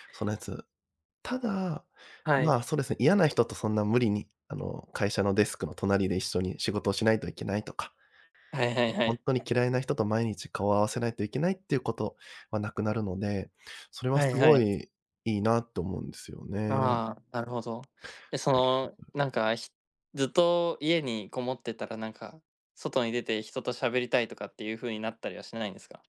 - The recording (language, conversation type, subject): Japanese, podcast, 理想の働き方とは、どのような働き方だと思いますか？
- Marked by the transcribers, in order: none